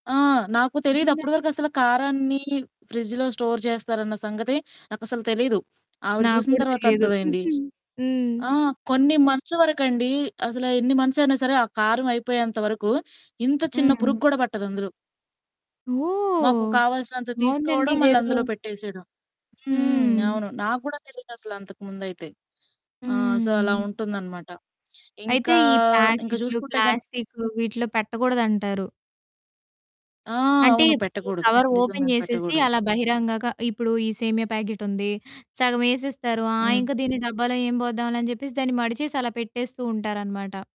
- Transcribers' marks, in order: static; in English: "ఫ్రిడ్జ్‌లో స్టోర్"; other background noise; giggle; in English: "మంత్స్"; in English: "సో"; in English: "కవర్ ఓపెన్"
- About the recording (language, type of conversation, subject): Telugu, podcast, ఆరోగ్యాన్ని కాపాడుకుంటూ వంటగదిని ఎలా సవ్యంగా ఏర్పాటు చేసుకోవాలి?